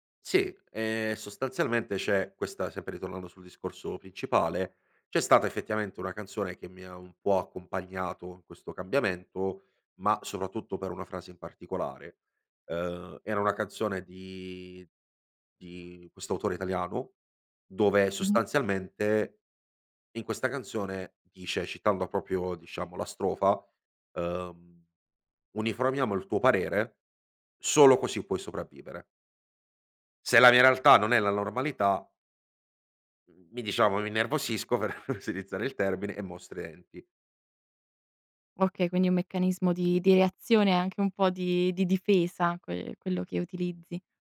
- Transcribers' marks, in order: laughing while speaking: "per riutilizzare"; other background noise
- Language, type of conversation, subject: Italian, podcast, C’è una canzone che ti ha accompagnato in un grande cambiamento?